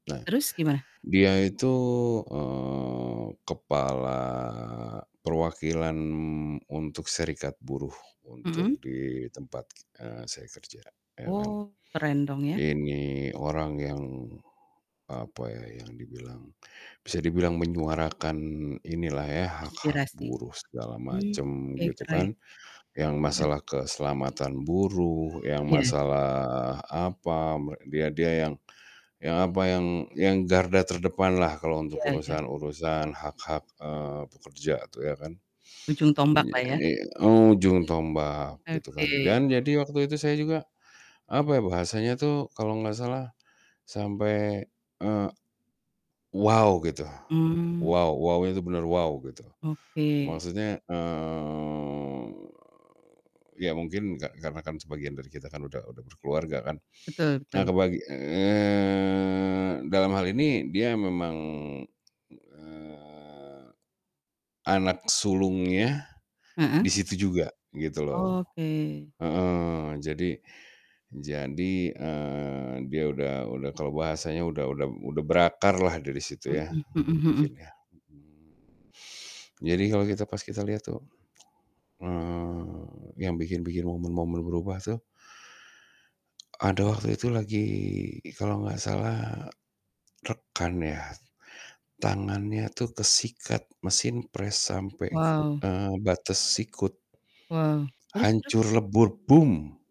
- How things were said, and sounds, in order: static; horn; baby crying; distorted speech; stressed: "wow"; drawn out: "eee"; drawn out: "eee"; drawn out: "eee"
- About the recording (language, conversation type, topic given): Indonesian, podcast, Pernahkah kamu mengalami momen yang mengubah cara pandangmu tentang hidup?